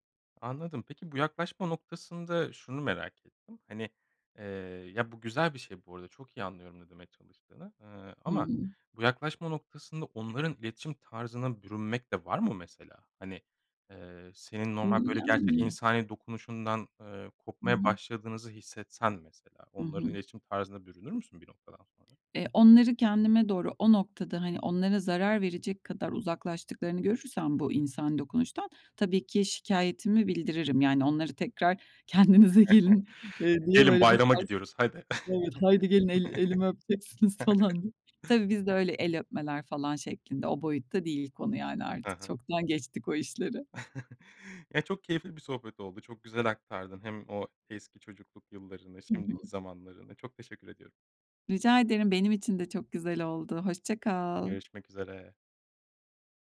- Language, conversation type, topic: Turkish, podcast, Çocuklara hangi gelenekleri mutlaka öğretmeliyiz?
- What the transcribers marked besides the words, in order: unintelligible speech; laughing while speaking: "Kendinize gelin"; chuckle; chuckle; chuckle; drawn out: "kal"